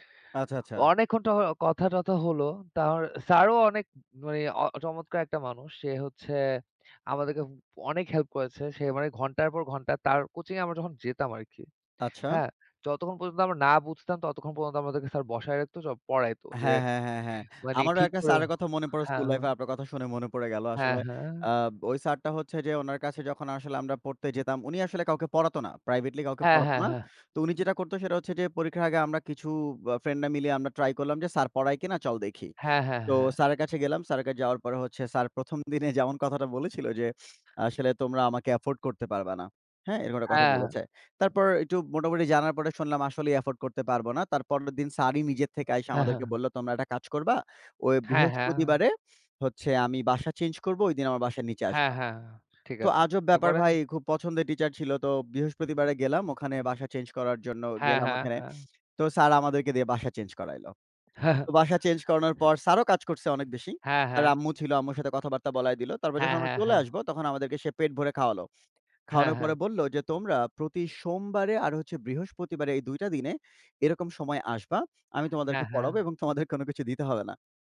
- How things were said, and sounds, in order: "মানে" said as "মানি"; other background noise; chuckle; laughing while speaking: "তোমাদের কোনো কিছু দিতে হবে না"
- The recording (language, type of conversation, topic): Bengali, unstructured, শিক্ষকের ভূমিকা কীভাবে একজন ছাত্রের জীবনে প্রভাব ফেলে?